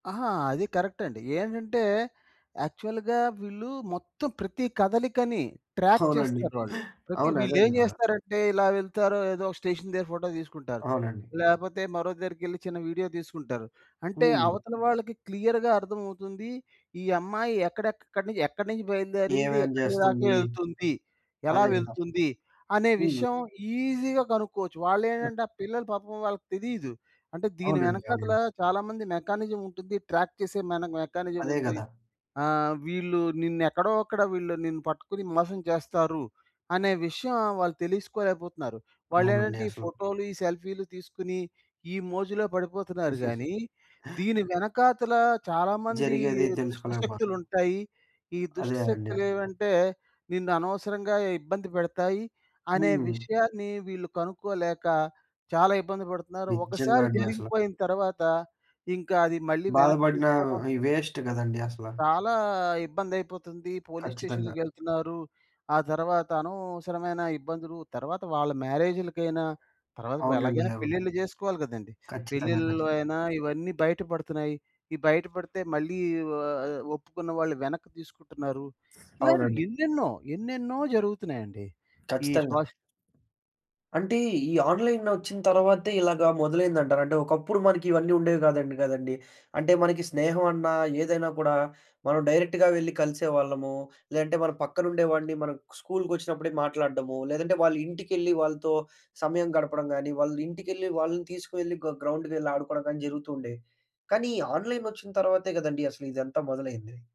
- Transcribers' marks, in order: in English: "యాక్చువల్‌గా"; in English: "ట్రాప్"; in English: "స్టేషన్"; in English: "క్లియర్‌గా"; in English: "ఈజిగా"; in English: "మెకానిజం"; in English: "ట్రాక్"; in English: "మెకానిజం"; giggle; in English: "వేస్ట్"; in English: "పోలీస్"; other background noise; in English: "సోషల్"; tapping; in English: "డైరెక్ట్‌గా"; in English: "ఆన్‌లైన్"
- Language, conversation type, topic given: Telugu, podcast, మీరు ఆన్‌లైన్‌లో పరిచయమైన వ్యక్తులను ఎంతవరకు నమ్ముతారు?